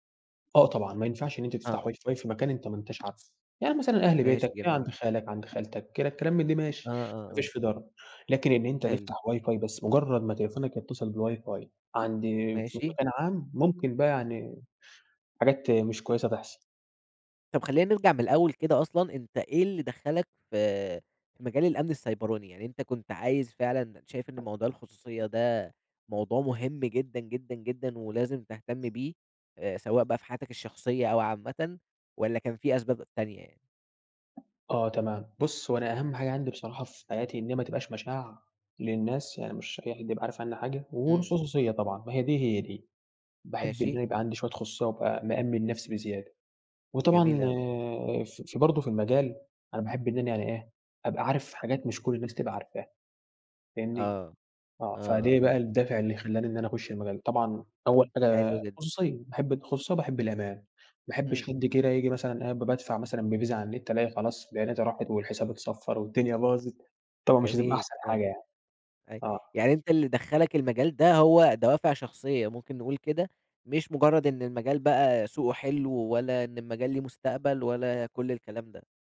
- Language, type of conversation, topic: Arabic, podcast, ازاي بتحافظ على خصوصيتك على الإنترنت من وجهة نظرك؟
- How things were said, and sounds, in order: in English: "واي فاي"; tapping; in English: "واي فاي"; in English: "بالواي فاي"